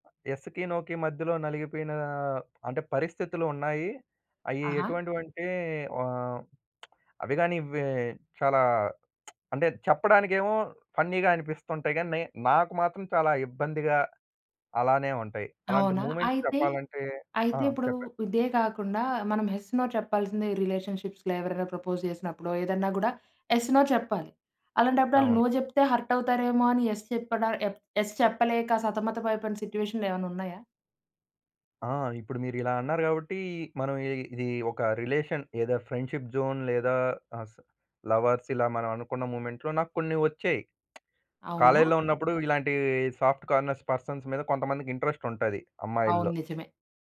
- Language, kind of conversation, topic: Telugu, podcast, ఇతరులకు “కాదు” అని చెప్పాల్సి వచ్చినప్పుడు మీకు ఎలా అనిపిస్తుంది?
- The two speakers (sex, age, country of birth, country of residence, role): female, 20-24, India, India, host; male, 20-24, India, India, guest
- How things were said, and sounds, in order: in English: "యెస్‌కి, నోకి"; lip smack; in English: "ఫన్నీగా"; in English: "మూవ్‌మెంట్స్"; in English: "యెస్, నో"; in English: "రిలేషన్‌షిప్స్‌లో"; in English: "ప్రపోజ్"; in English: "యెస్, నో"; in English: "నో"; in English: "హర్ట్"; in English: "యెస్"; in English: "యెస్"; in English: "రిలేషన్ ఐదర్ ఫ్రెండ్‌షిప్ జోన్"; in English: "మూవ్‌మెంట్‌లో"; lip smack; in English: "కాలేజ్‍లో"; in English: "సాఫ్ట్ కార్నర్స్ పర్సన్స్"; in English: "ఇంట్రెస్ట్"